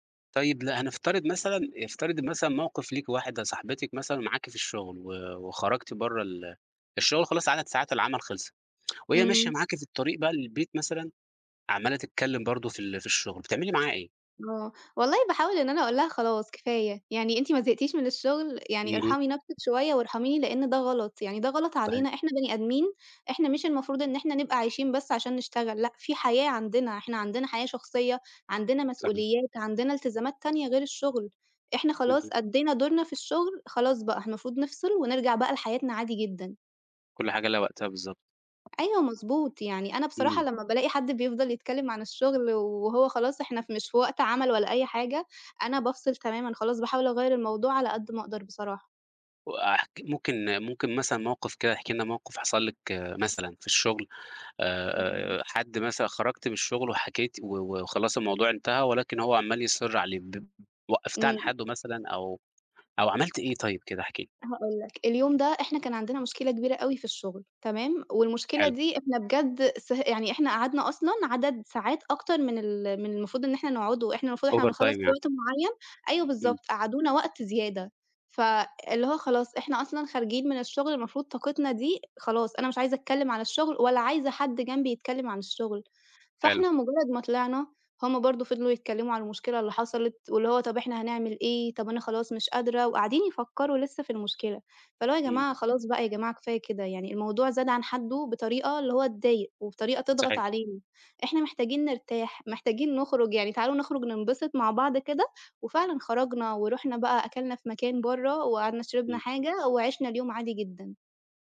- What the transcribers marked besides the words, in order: tsk; tapping; in English: "over time"
- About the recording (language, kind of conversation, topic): Arabic, podcast, إزاي بتوازن بين الشغل وحياتك الشخصية؟